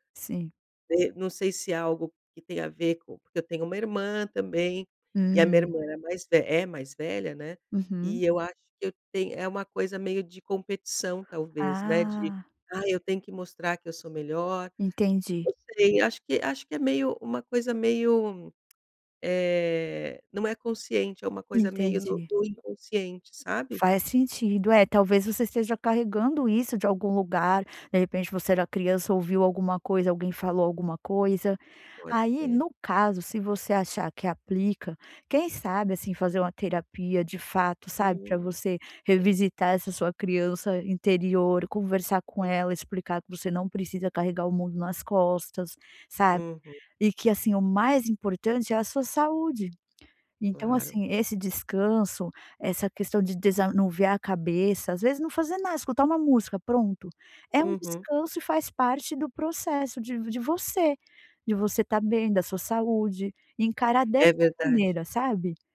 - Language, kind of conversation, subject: Portuguese, advice, Como descrever a sensação de culpa ao fazer uma pausa para descansar durante um trabalho intenso?
- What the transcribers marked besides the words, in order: tongue click; tapping